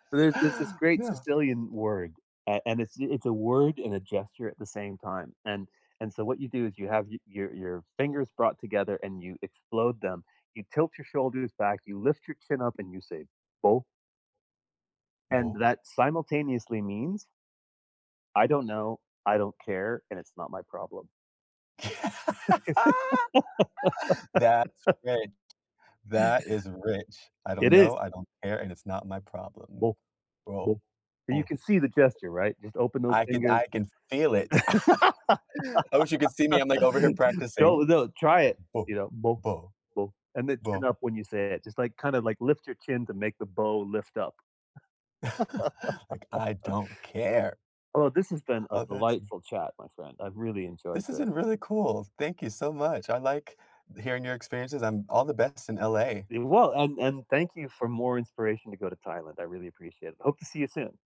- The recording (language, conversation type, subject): English, unstructured, What do you enjoy most about traveling to new places?
- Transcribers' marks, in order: other background noise; laugh; tapping; laugh; laugh; laugh; stressed: "care"